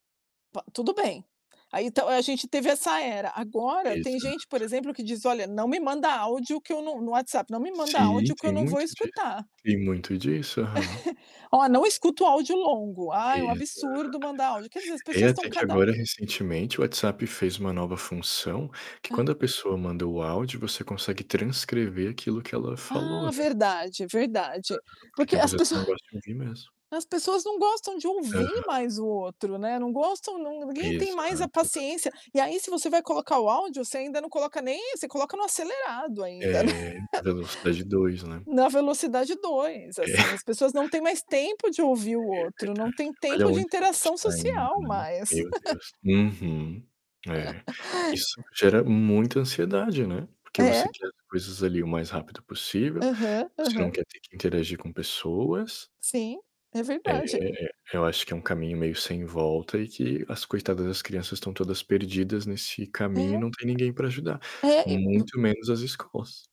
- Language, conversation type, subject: Portuguese, unstructured, O uso de redes sociais deve ser discutido nas escolas ou considerado um assunto privado?
- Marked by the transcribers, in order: chuckle; chuckle; laughing while speaking: "É"; chuckle; tapping